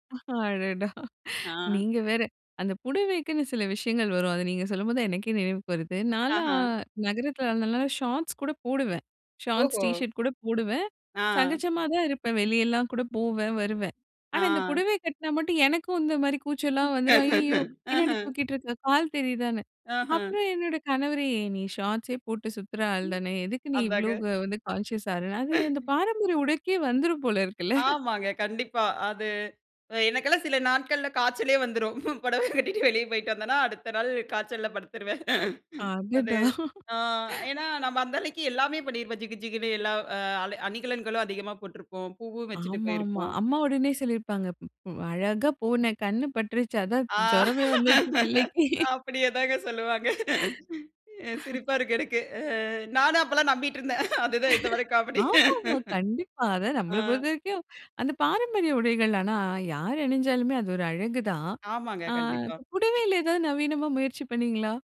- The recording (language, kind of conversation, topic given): Tamil, podcast, பாரம்பரிய உடைகளை நவீனமாக மாற்றுவது பற்றி நீங்கள் என்ன நினைக்கிறீர்கள்?
- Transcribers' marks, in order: laughing while speaking: "அடடா!"; other background noise; laugh; in English: "கான்ஷியஸ்"; chuckle; chuckle; laughing while speaking: "புடவ கட்டிட்டு வெளியே போய்ட்டு வந்தேன்னா அடுத்த நாள் காய்ச்சல்ல படுத்துருவேன்"; laughing while speaking: "அடடா!"; laughing while speaking: "அப்படியே தாங்க சொல்லுவாங்க. சிரிப்பா இருக்கு எனக்கு. நானும் அப்பெல்லாம் நம்பிட்டு இருந்தேன்"; laughing while speaking: "வந்துடுச்சு பிள்ளைக்கு"; laugh; laugh